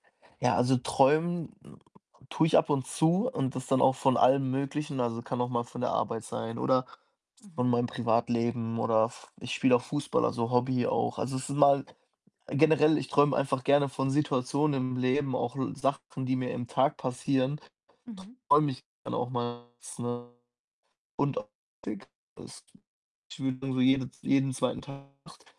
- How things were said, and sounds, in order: distorted speech; unintelligible speech
- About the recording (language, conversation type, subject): German, advice, Wie kann ich häufiges nächtliches Aufwachen und nicht erholsamen Schlaf verbessern?